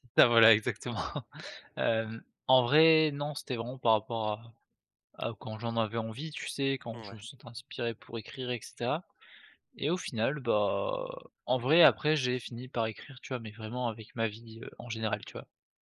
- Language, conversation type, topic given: French, podcast, En quoi ton parcours de vie a-t-il façonné ton art ?
- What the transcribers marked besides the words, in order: chuckle